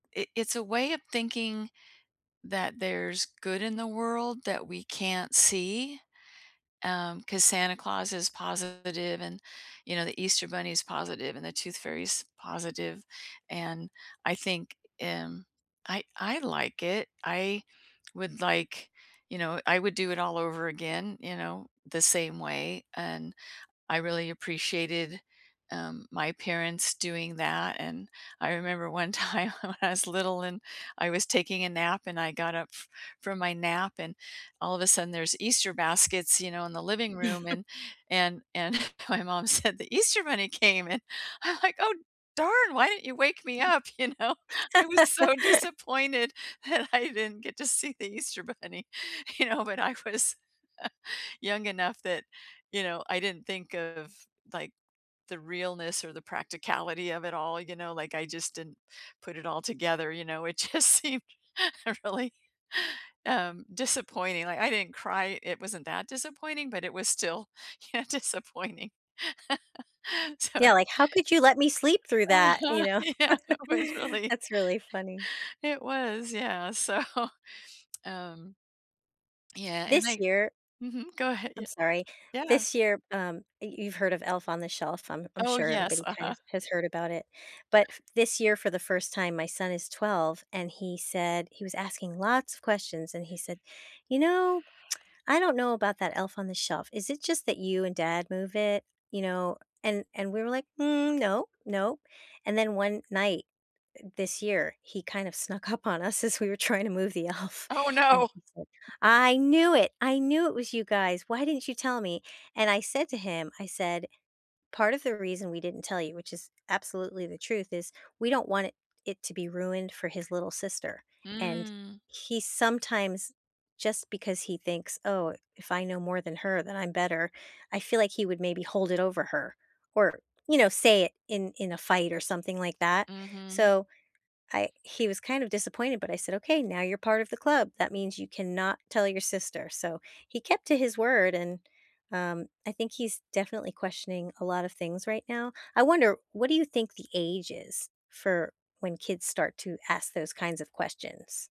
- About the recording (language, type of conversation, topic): English, unstructured, Can lying ever be okay, in your opinion?
- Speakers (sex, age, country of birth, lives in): female, 45-49, United States, United States; female, 65-69, United States, United States
- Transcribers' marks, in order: laughing while speaking: "time when I was little"; laugh; laughing while speaking: "my mom said, The Easter bunny came! And, I'm, like"; chuckle; laughing while speaking: "you know, I was so … but, I was"; other background noise; laugh; laugh; laughing while speaking: "just seemed really"; laughing while speaking: "you know, disappointing, so"; laugh; laughing while speaking: "Uh-huh, yeah, it was really it was, yeah, so"; chuckle; tsk; laughing while speaking: "up on us as we were trying to move the elf"; tapping